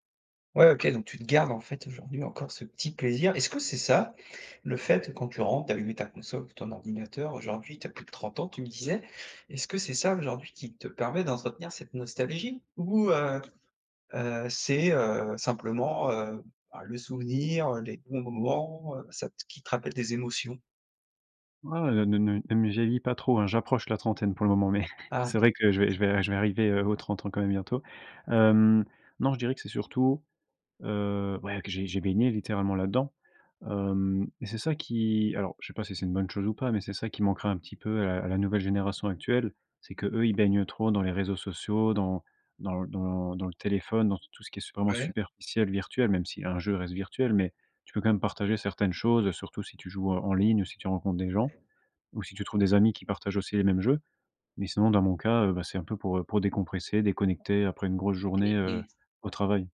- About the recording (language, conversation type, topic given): French, podcast, Quelle expérience de jeu vidéo de ton enfance te rend le plus nostalgique ?
- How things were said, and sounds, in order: laugh